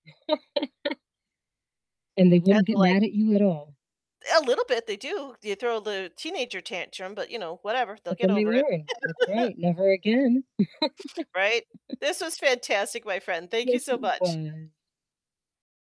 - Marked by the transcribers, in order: other background noise; laugh; distorted speech; tapping; laugh; laugh
- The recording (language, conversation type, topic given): English, unstructured, How annoying is it when someone talks loudly on the phone in public?
- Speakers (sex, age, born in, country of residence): female, 40-44, United States, United States; female, 50-54, United States, United States